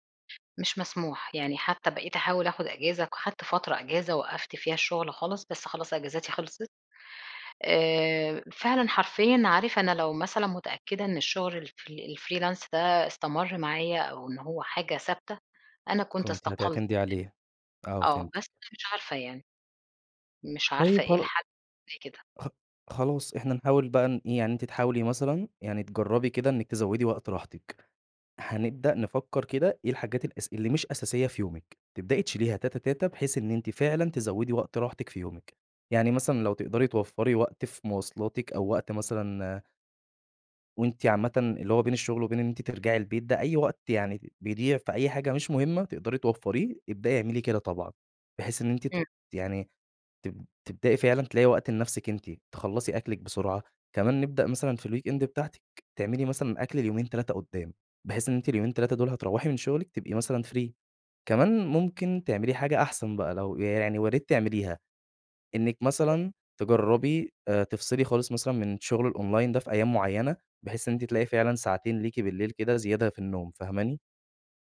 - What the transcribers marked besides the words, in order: other background noise; in English: "ال-fr الfreelance"; other noise; unintelligible speech; in English: "الweekend"; in English: "free"; unintelligible speech; in English: "الonline"
- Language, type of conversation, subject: Arabic, advice, إزاي بتوصف إحساسك بالإرهاق والاحتراق الوظيفي بسبب ساعات الشغل الطويلة وضغط المهام؟